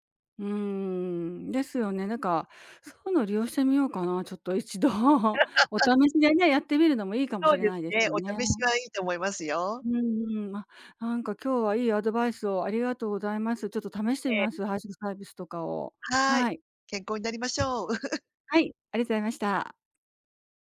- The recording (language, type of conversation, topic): Japanese, advice, 食事計画を続けられないのはなぜですか？
- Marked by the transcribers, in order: laughing while speaking: "一度"; laugh; chuckle